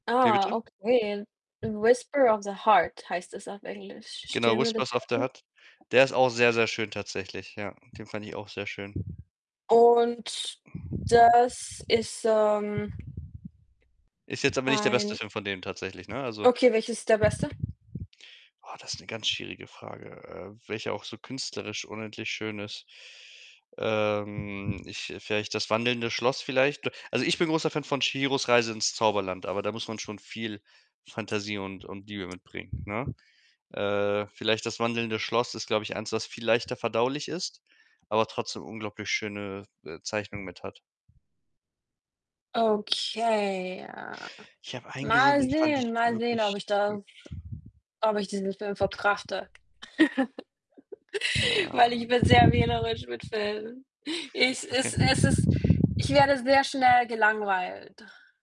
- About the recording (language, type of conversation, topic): German, unstructured, Welcher Film hat dich zuletzt begeistert?
- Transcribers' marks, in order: other background noise; distorted speech; tapping; drawn out: "Ähm"; chuckle